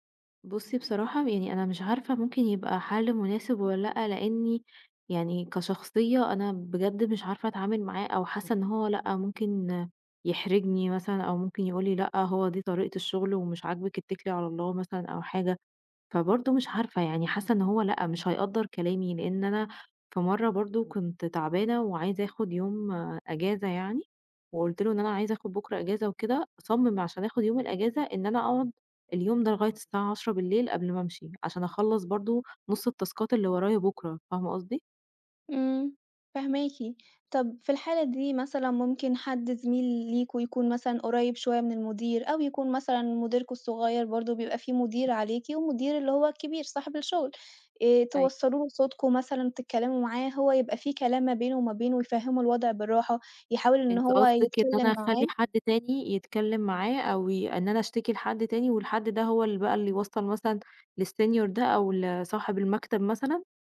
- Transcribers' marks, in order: in English: "التاسكات"; unintelligible speech; in English: "السينيور"
- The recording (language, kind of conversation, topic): Arabic, advice, إزاي أتعامل مع ضغط الإدارة والزمايل المستمر اللي مسببلي إرهاق نفسي؟